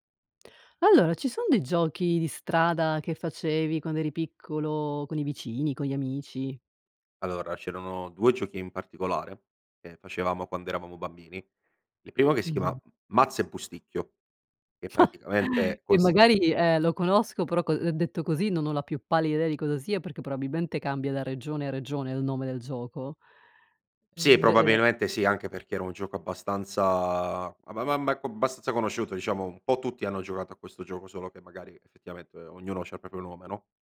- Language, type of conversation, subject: Italian, podcast, Che giochi di strada facevi con i vicini da piccolo?
- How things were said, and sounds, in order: laugh; "proprio" said as "propio"